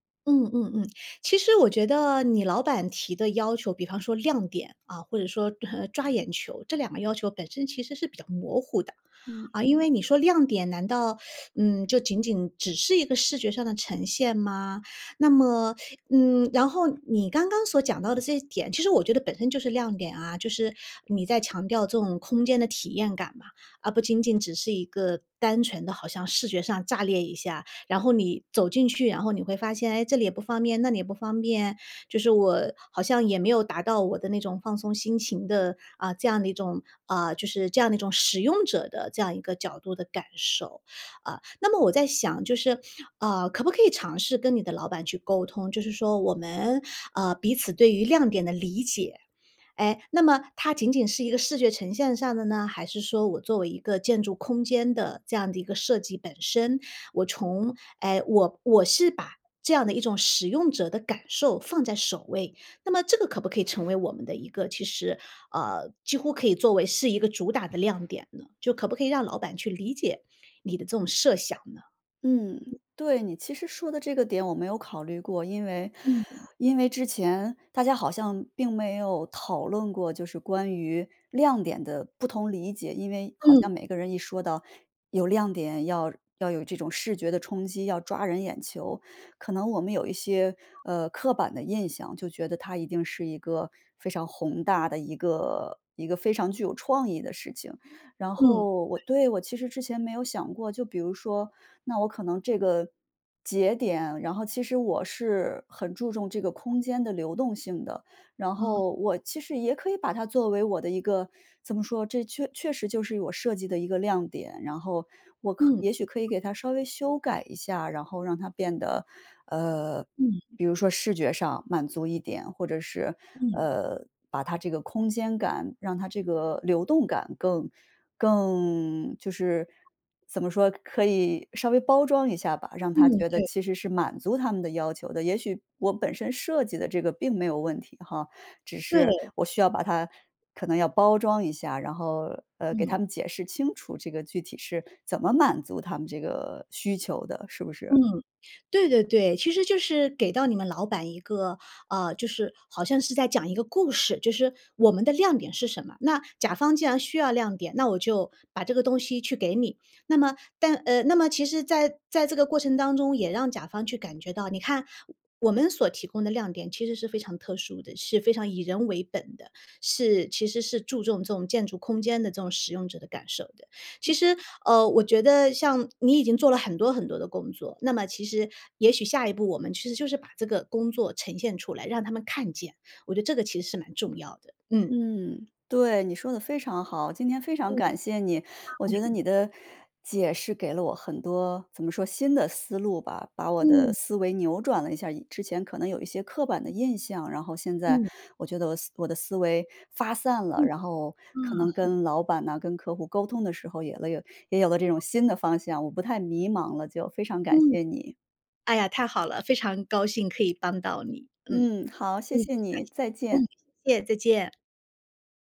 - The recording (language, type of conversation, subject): Chinese, advice, 反复修改后为什么仍然感觉创意停滞？
- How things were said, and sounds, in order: tapping; chuckle; teeth sucking; other noise; other background noise; laugh; chuckle